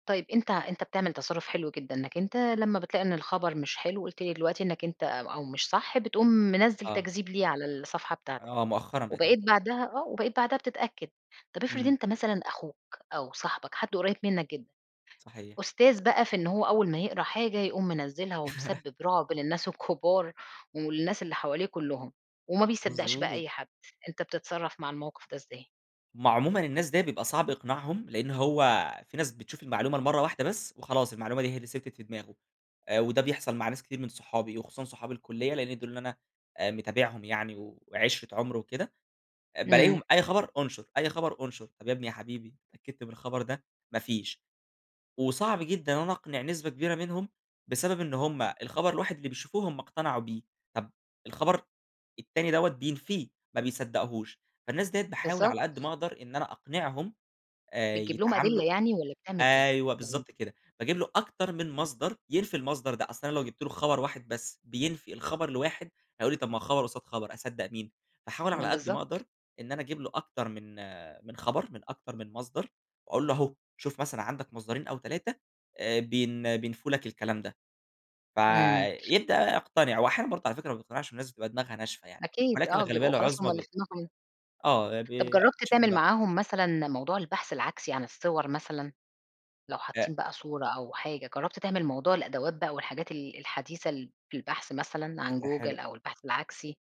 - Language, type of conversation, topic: Arabic, podcast, بتتعامل إزاي مع الأخبار الكاذبة على الإنترنت؟
- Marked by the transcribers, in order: tapping